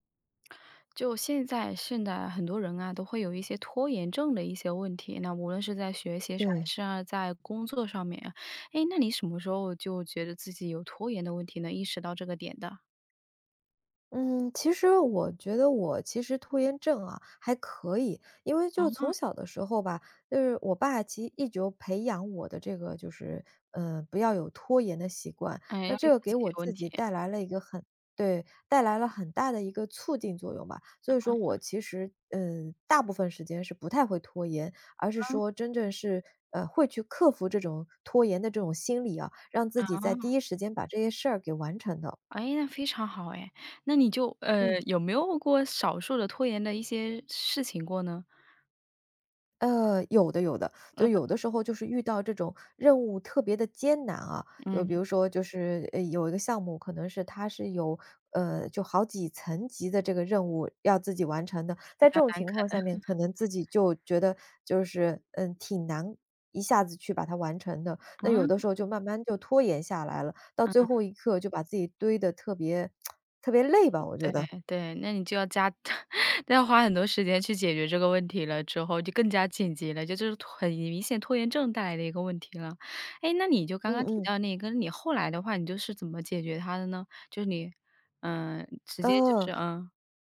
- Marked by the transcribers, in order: laugh; tsk; laugh
- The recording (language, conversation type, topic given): Chinese, podcast, 你会怎样克服拖延并按计划学习？